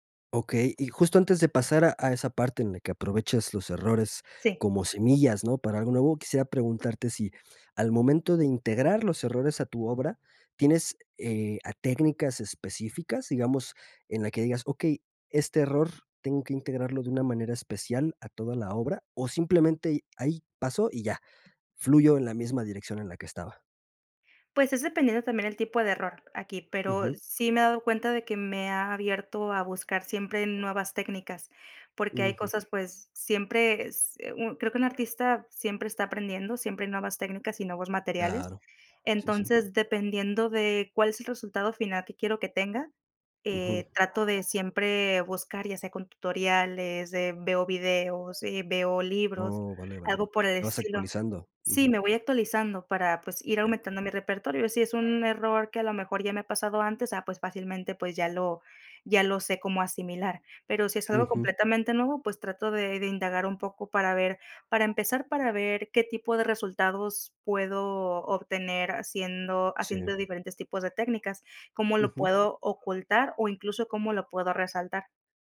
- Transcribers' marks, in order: dog barking
- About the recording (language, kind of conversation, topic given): Spanish, podcast, ¿Qué papel juega el error en tu proceso creativo?